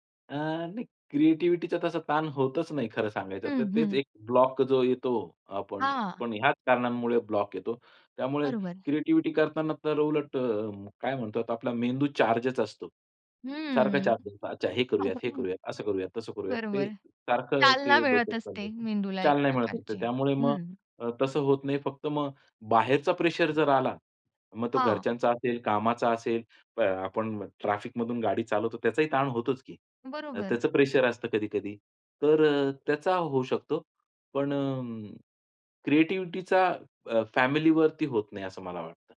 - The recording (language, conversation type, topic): Marathi, podcast, जर सर्जनशीलतेचा अडथळा आला, तर तुम्ही काय कराल?
- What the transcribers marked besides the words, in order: other noise; in English: "चार्जच"; in English: "चार्ज"; unintelligible speech; other background noise; unintelligible speech